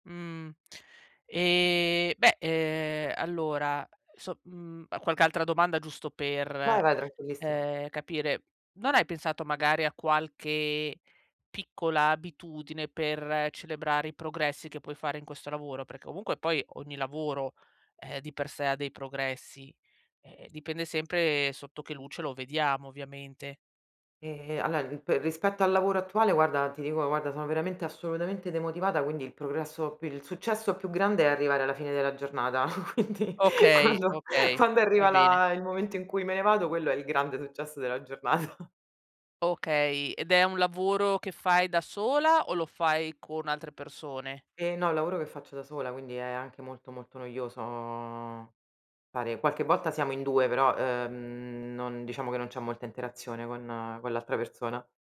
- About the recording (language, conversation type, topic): Italian, advice, Come posso iniziare a riconoscere e notare i miei piccoli successi quotidiani?
- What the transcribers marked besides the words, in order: chuckle; laughing while speaking: "Quindi quando quando"; laughing while speaking: "giornata"